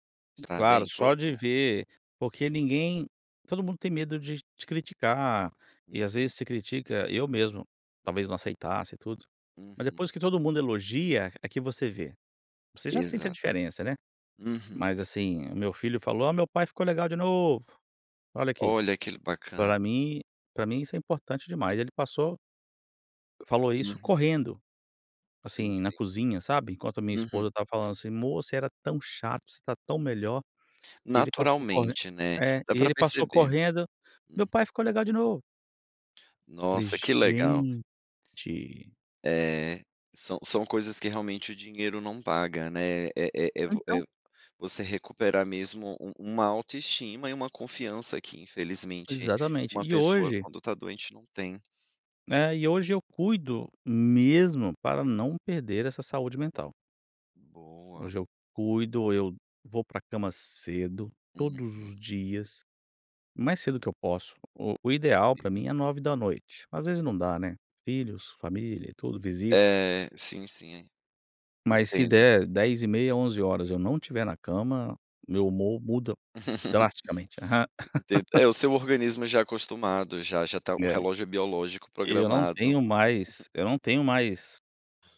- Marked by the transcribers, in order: other noise; tapping; other background noise; drawn out: "Gente"; stressed: "mesmo"; unintelligible speech; chuckle; chuckle
- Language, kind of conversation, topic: Portuguese, podcast, Que limites você estabelece para proteger sua saúde mental?